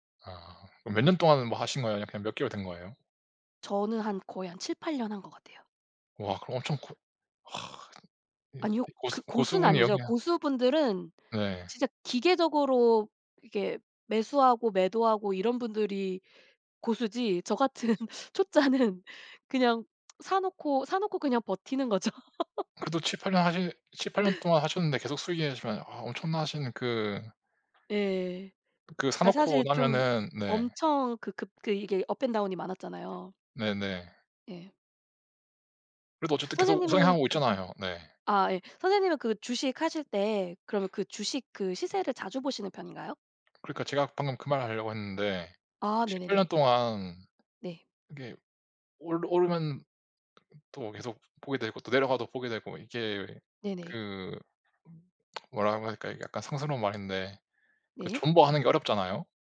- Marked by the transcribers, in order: background speech; laughing while speaking: "같은 초짜는"; tapping; laughing while speaking: "거죠"; laugh; other background noise
- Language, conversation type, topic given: Korean, unstructured, 돈에 관해 가장 놀라운 사실은 무엇인가요?